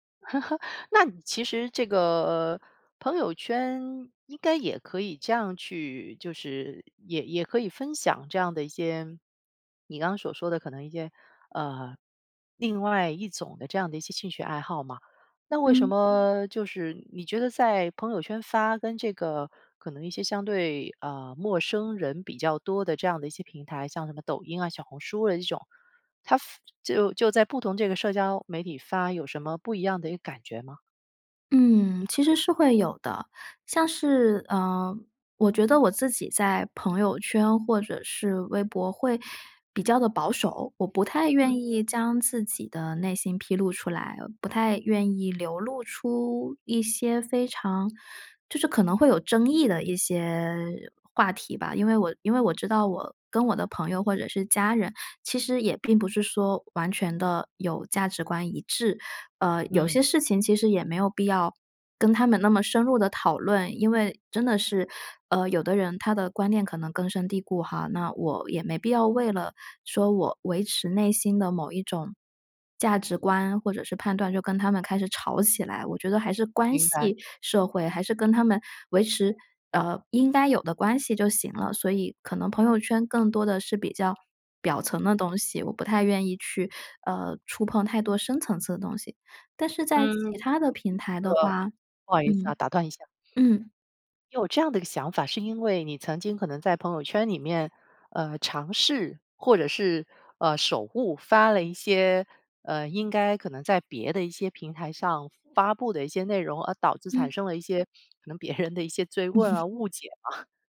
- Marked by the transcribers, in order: chuckle; other background noise; unintelligible speech; sniff; laughing while speaking: "人"; "追问" said as "zui问"; laughing while speaking: "嗯"; chuckle; laughing while speaking: "吗？"
- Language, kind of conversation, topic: Chinese, podcast, 社交媒体怎样改变你的表达？